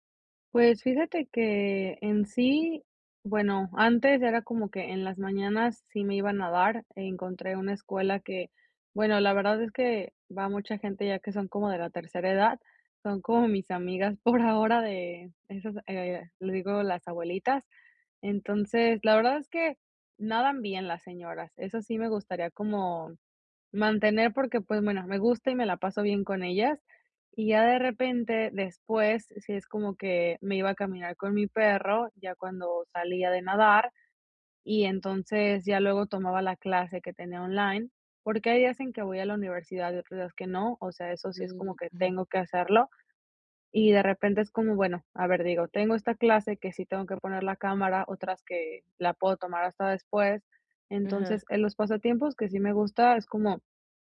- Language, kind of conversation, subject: Spanish, advice, ¿Cómo puedo equilibrar mis pasatiempos con mis obligaciones diarias sin sentirme culpable?
- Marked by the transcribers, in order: chuckle